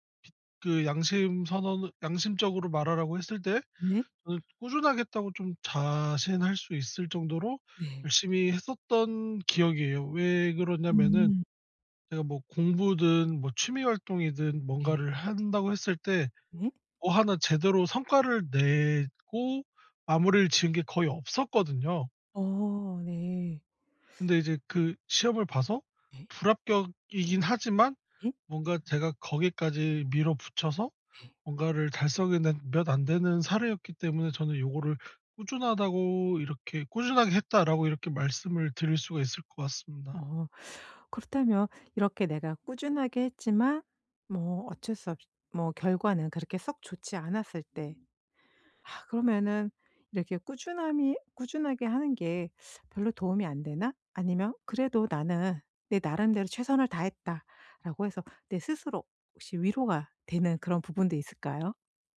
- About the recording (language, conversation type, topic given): Korean, podcast, 요즘 꾸준함을 유지하는 데 도움이 되는 팁이 있을까요?
- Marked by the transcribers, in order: teeth sucking